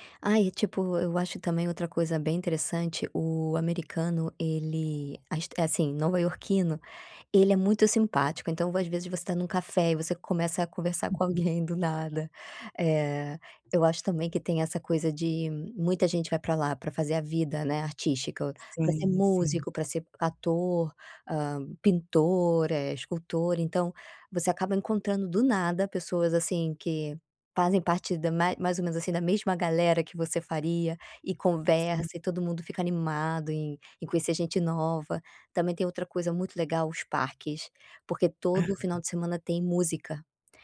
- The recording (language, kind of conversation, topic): Portuguese, podcast, Qual lugar você sempre volta a visitar e por quê?
- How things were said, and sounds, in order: tapping